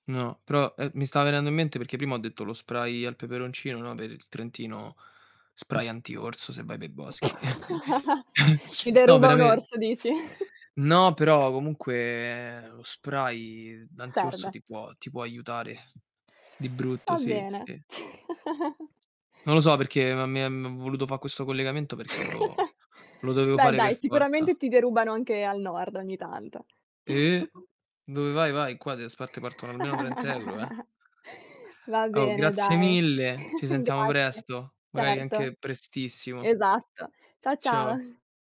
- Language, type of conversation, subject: Italian, unstructured, Cosa fai se ti rubano qualcosa durante una vacanza?
- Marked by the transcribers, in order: tapping; chuckle; distorted speech; chuckle; other background noise; drawn out: "comunque"; static; chuckle; chuckle; chuckle; chuckle; chuckle; chuckle